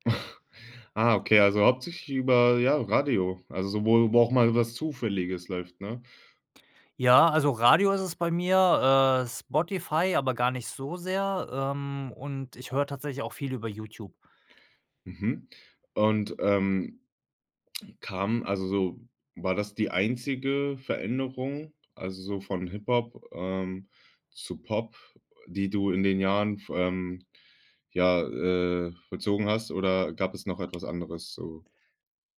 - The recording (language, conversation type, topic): German, podcast, Wie hat sich dein Musikgeschmack über die Jahre verändert?
- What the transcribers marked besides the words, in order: chuckle; other background noise